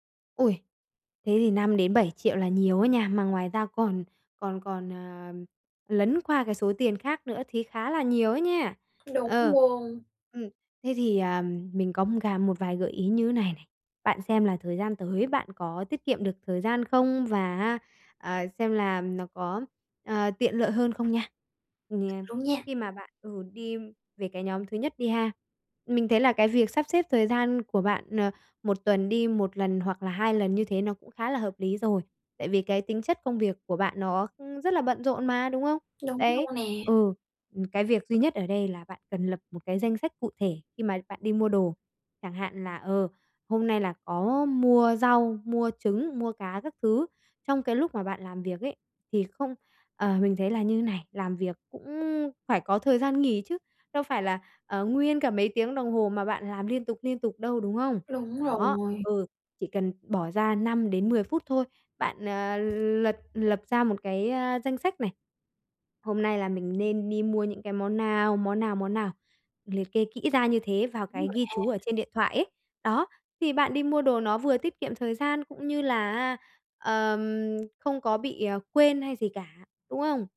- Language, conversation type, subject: Vietnamese, advice, Làm sao mua sắm nhanh chóng và tiện lợi khi tôi rất bận?
- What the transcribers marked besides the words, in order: tapping